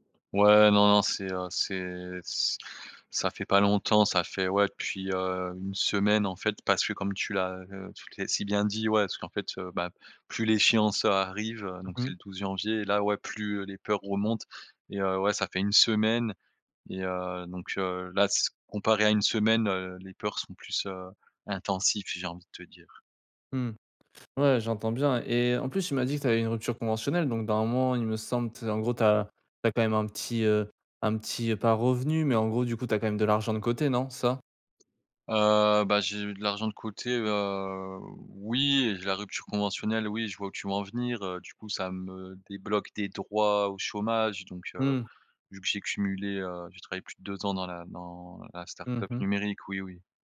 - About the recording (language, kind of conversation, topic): French, advice, Comment avancer malgré la peur de l’inconnu sans se laisser paralyser ?
- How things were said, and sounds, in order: other background noise; tapping; drawn out: "heu"